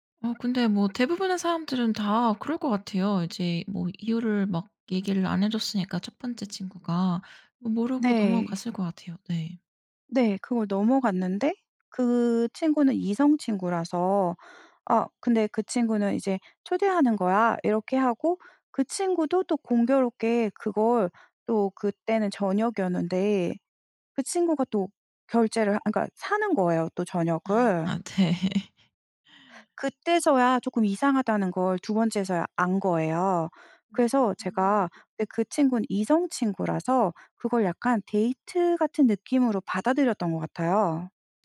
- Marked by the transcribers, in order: other background noise; laughing while speaking: "네"; laugh
- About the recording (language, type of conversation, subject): Korean, podcast, 문화 차이 때문에 어색했던 순간을 이야기해 주실래요?